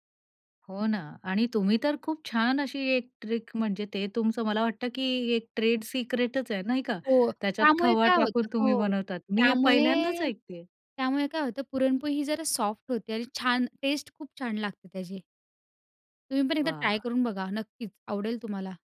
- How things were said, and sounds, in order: in English: "ट्रिक"; in English: "ट्रेड"
- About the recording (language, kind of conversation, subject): Marathi, podcast, स्वयंपाक करताना तुम्हाला कोणता पदार्थ बनवायला सर्वात जास्त मजा येते?